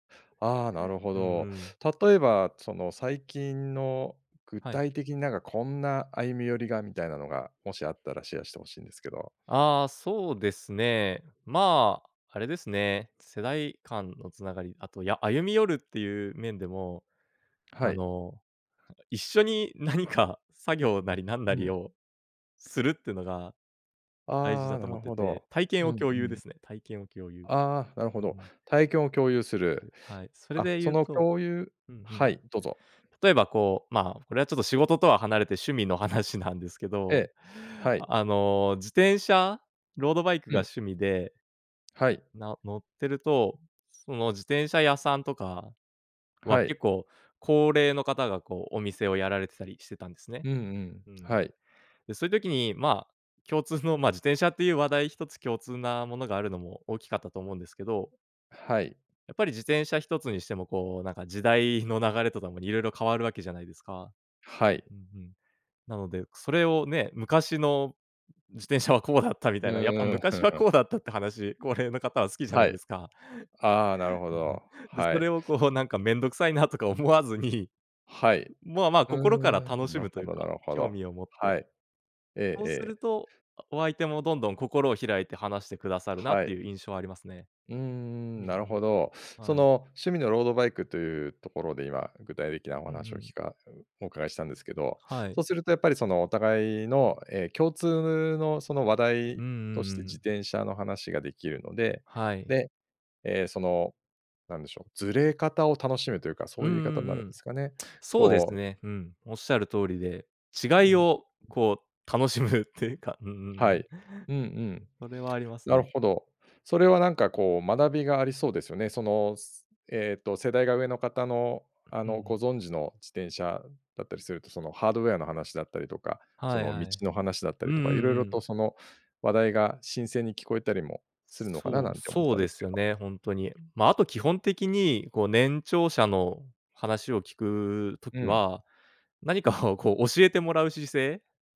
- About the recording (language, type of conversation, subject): Japanese, podcast, 世代間のつながりを深めるには、どのような方法が効果的だと思いますか？
- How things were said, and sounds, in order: laughing while speaking: "何か"; laughing while speaking: "話なんですけど"; laughing while speaking: "自転車はこうだったみた … じゃないですか"; laughing while speaking: "面倒臭いなとか思わずに"; laughing while speaking: "楽しむっていうか"; other noise; in English: "ハードウェア"